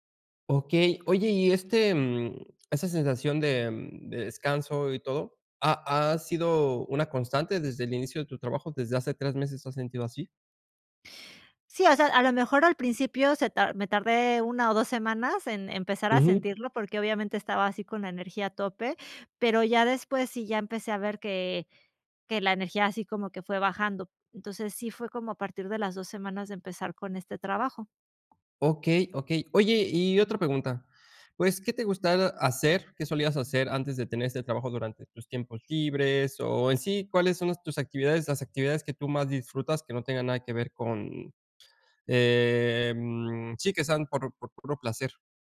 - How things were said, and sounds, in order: tapping; drawn out: "em"
- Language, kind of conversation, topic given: Spanish, advice, ¿Cómo puedo tomarme pausas de ocio sin sentir culpa ni juzgarme?